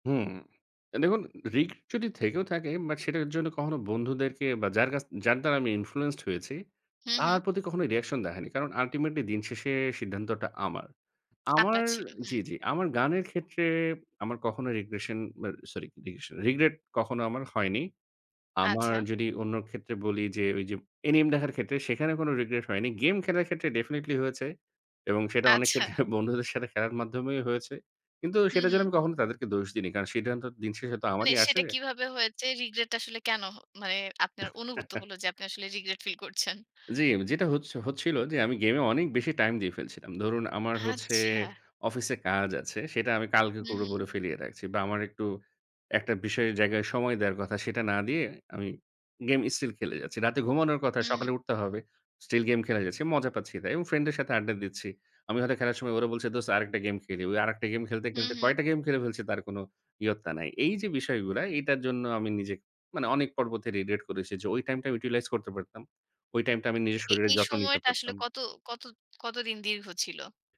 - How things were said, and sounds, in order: "রিস্ক" said as "রিক"; in English: "ইনফ্লুয়েন্সড"; other background noise; in English: "রিগ্রেশন"; laughing while speaking: "ক্ষেত্রে"; other noise; tapping; chuckle; in English: "রেডিয়েট"
- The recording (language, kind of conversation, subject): Bengali, podcast, বন্ধুর পরামর্শে কখনও কি আপনার পছন্দ বদলে গেছে?